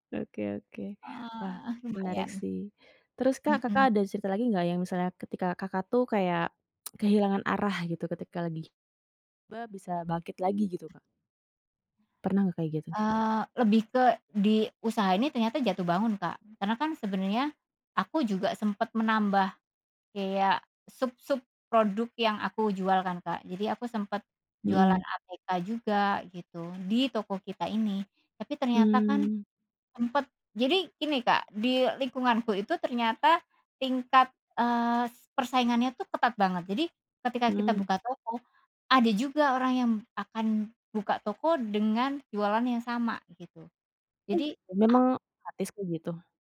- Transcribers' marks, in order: tsk; other background noise
- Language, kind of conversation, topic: Indonesian, podcast, Apa satu kegagalan yang justru menjadi pelajaran terbesar dalam hidupmu?